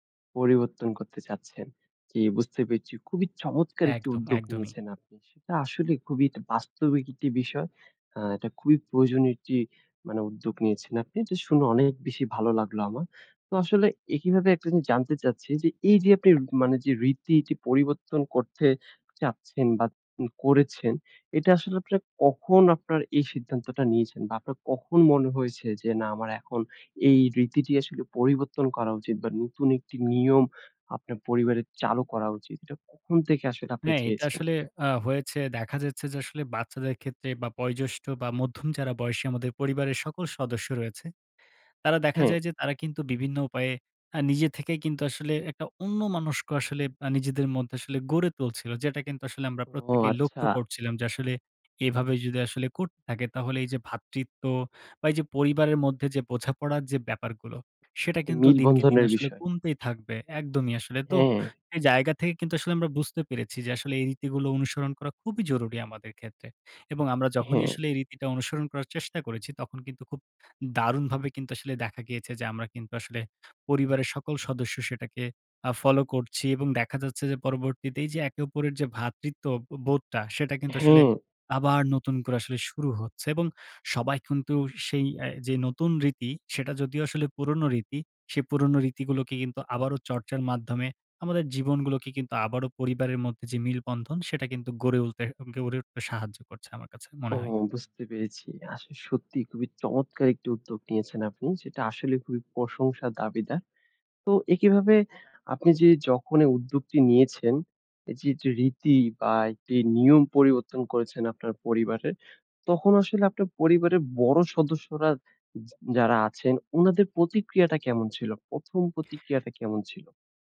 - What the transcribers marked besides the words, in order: "আপনার" said as "আপনির"; tapping; tsk
- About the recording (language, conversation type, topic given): Bengali, podcast, আপনি কি আপনার পরিবারের কোনো রীতি বদলেছেন, এবং কেন তা বদলালেন?